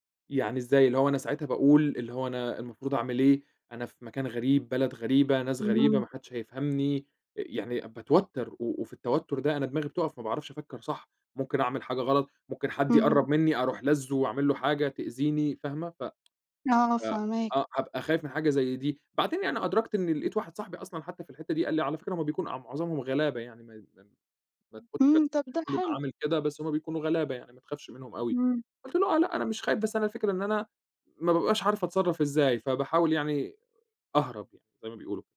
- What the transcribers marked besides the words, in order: tapping; unintelligible speech
- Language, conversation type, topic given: Arabic, podcast, هل حصل إنك اتوهت في مدينة غريبة؟ احكيلي تجربتك؟